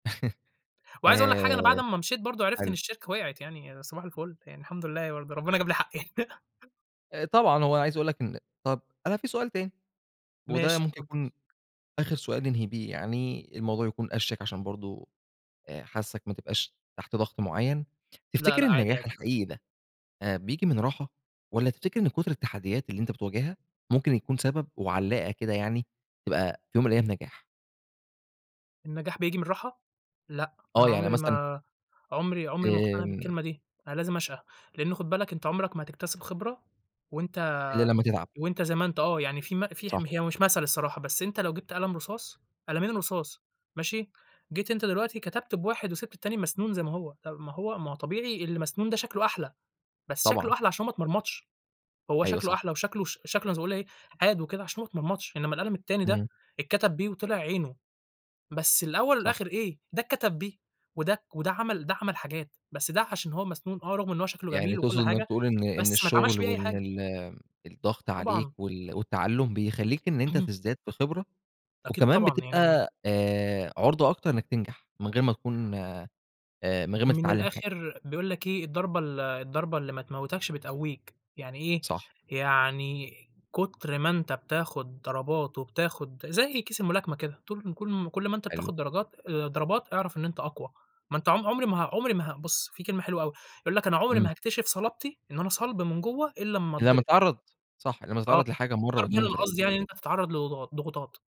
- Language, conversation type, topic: Arabic, podcast, إيه أصعب تحدّي قابلَك في الشغل؟
- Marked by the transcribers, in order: chuckle; chuckle; tapping; throat clearing